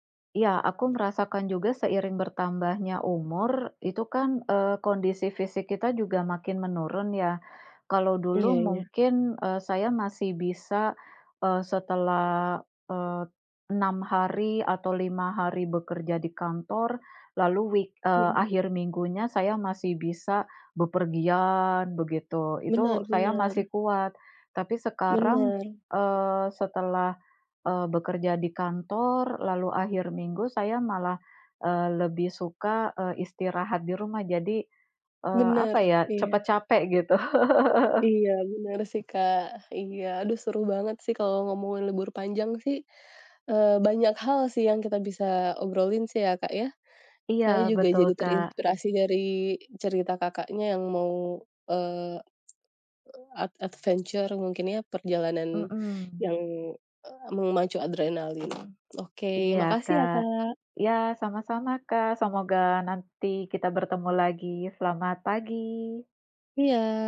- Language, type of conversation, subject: Indonesian, unstructured, Apa kegiatan favoritmu saat libur panjang tiba?
- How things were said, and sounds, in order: tapping; laugh; in English: "adventure"; other background noise